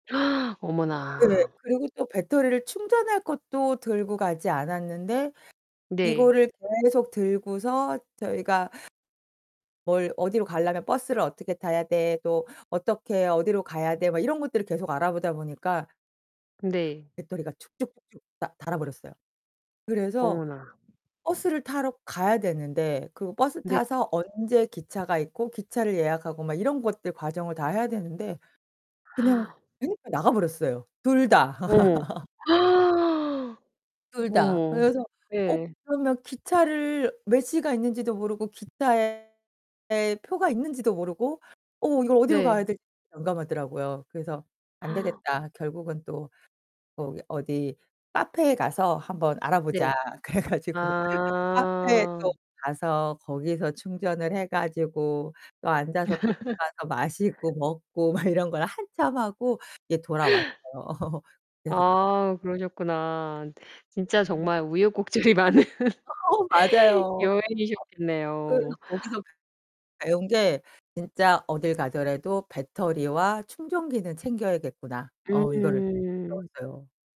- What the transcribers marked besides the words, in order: gasp; distorted speech; other background noise; gasp; laugh; gasp; gasp; laughing while speaking: "그래 가지고"; laugh; laugh; unintelligible speech; laughing while speaking: "막 이런"; laugh; tapping; laughing while speaking: "우여곡절이 많은"; laugh; unintelligible speech
- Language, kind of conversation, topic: Korean, podcast, 계획 없이 떠난 즉흥 여행 이야기를 들려주실 수 있나요?